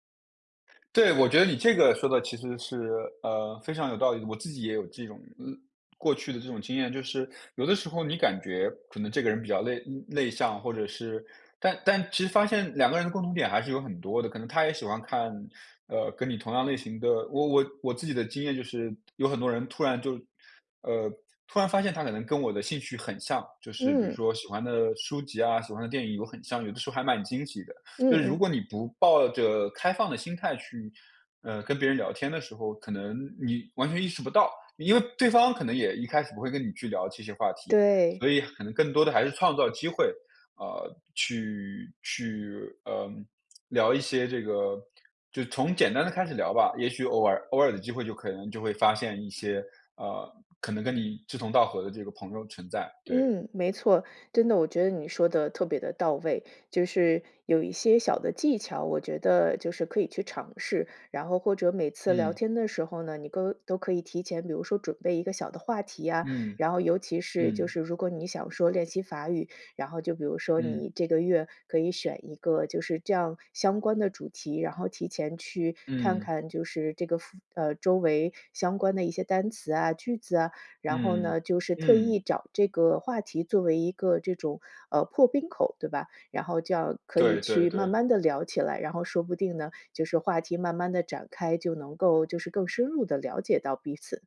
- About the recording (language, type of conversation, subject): Chinese, advice, 在新城市里我该怎么建立自己的社交圈？
- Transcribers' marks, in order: other background noise